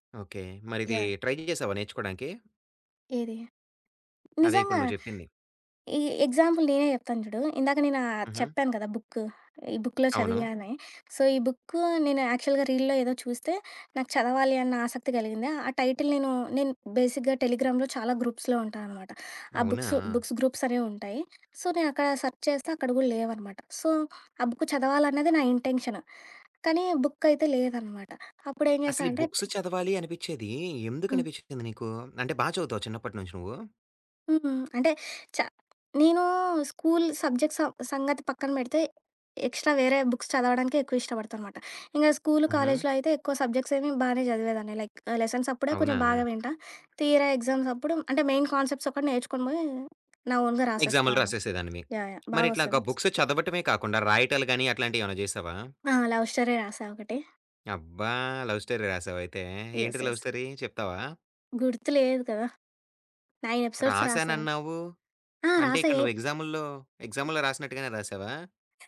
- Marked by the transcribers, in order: in English: "ట్రైల్"; in English: "ఎగ్జాంపుల్"; in English: "బుక్"; in English: "బుక్‌లో"; in English: "సో"; in English: "యాక్చువల్‌గా రీల్‌లో"; in English: "టైటిల్"; in English: "బేసిక్‌గా టెలిగ్రామ్‌లో"; in English: "గ్రూప్స్‌లో"; in English: "బుక్స్ గ్రూప్స్"; other background noise; in English: "సో"; in English: "సర్చ్"; in English: "సో"; in English: "బుక్"; in English: "ఇంటెన్షన్"; in English: "బుక్"; in English: "బుక్స్"; tapping; in English: "స్కూల్ సబ్జెక్ట్స్"; in English: "ఎక్స్‌ట్రా"; in English: "బుక్స్"; in English: "లైక్"; in English: "మెయిన్ కాన్సెప్ట్స్"; in English: "ఓన్‌గా"; in English: "మార్క్స్"; in English: "బుక్స్"; in English: "లవ్ స్టోరీ"; in English: "లవ్ స్టోరీ"; in English: "యెస్! యెస్!"; in English: "లవ్ స్టోరీ?"; in English: "నైన్ ఎపిసోడ్స్"; in English: "ఎగ్జామ్‌లో"
- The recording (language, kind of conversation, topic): Telugu, podcast, సొంతంగా కొత్త విషయం నేర్చుకున్న అనుభవం గురించి చెప్పగలవా?